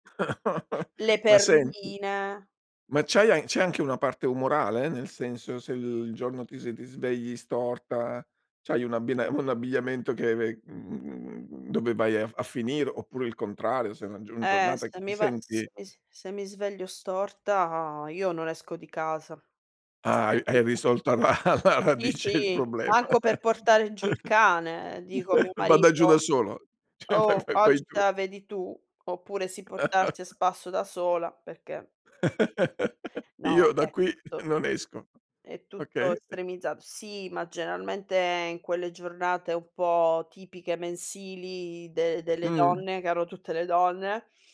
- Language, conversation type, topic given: Italian, podcast, Come descriveresti oggi il tuo stile personale?
- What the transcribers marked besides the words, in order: chuckle; other background noise; laughing while speaking: "alla alla radice il problema"; chuckle; laughing while speaking: "ceh vai vai vai tu"; "cioè" said as "ceh"; chuckle; chuckle; tapping; chuckle; "generalmente" said as "genealmente"